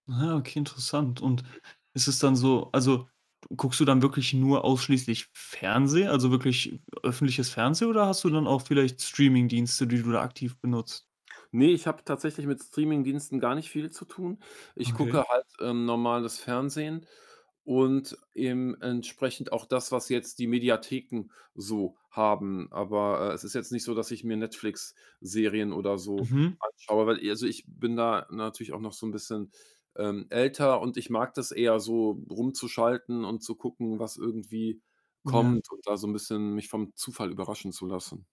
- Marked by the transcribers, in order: other background noise; distorted speech
- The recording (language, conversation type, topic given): German, podcast, Wie hilft dir der Medienkonsum beim Stressabbau?